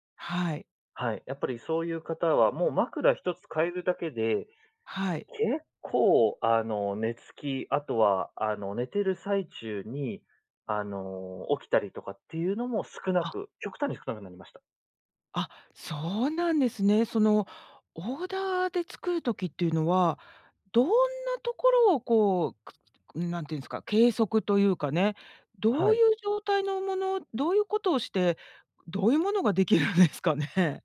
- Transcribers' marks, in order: laughing while speaking: "出来るんですかね"
- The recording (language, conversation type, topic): Japanese, podcast, 睡眠の質を上げるために、普段どんな工夫をしていますか？